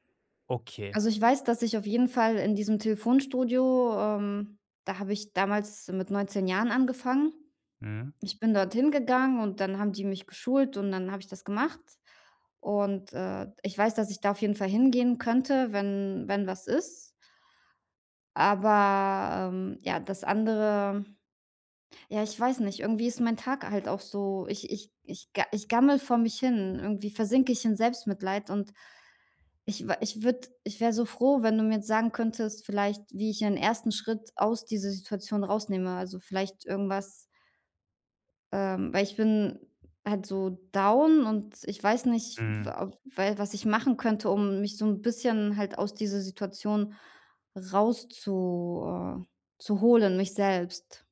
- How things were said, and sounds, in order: none
- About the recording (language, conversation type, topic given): German, advice, Wie kann ich nach Rückschlägen schneller wieder aufstehen und weitermachen?